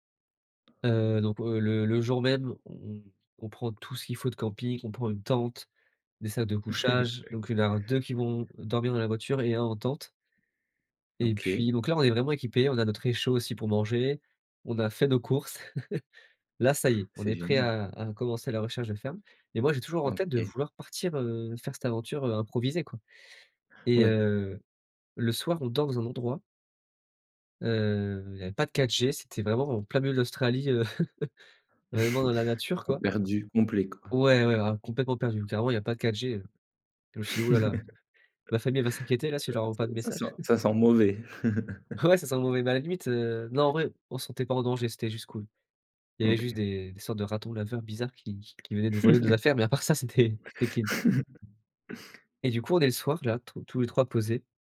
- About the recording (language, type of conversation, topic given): French, podcast, Peux-tu raconter une aventure improvisée qui s’est super bien passée ?
- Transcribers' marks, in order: tapping; chuckle; chuckle; chuckle; chuckle; chuckle; laughing while speaking: "Ouais"; laugh; laughing while speaking: "mais à part ça, c'était c'était clean"